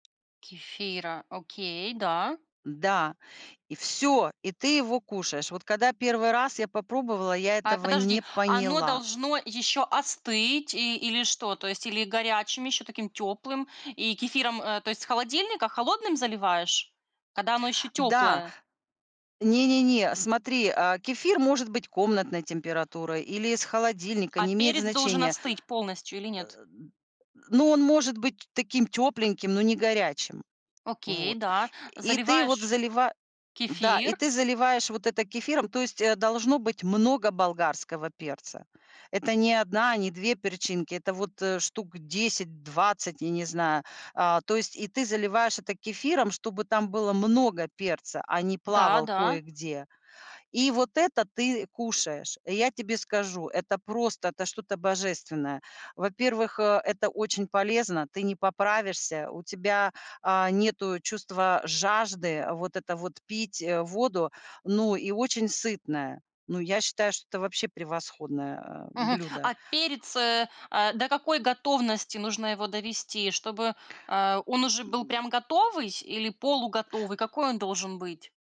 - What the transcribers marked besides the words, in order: tapping; other background noise; background speech
- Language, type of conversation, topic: Russian, podcast, Какие сезонные блюда ты любишь готовить и почему?